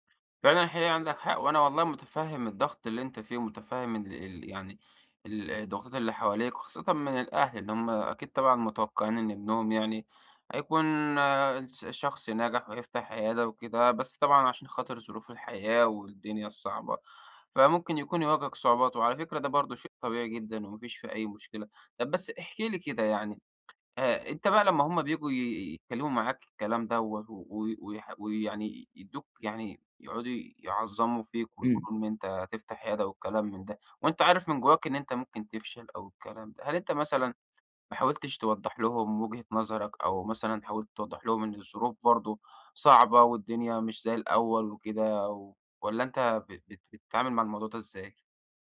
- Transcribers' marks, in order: tapping
- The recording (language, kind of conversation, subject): Arabic, advice, إزاي أتعامل مع ضغط النجاح وتوقّعات الناس اللي حواليّا؟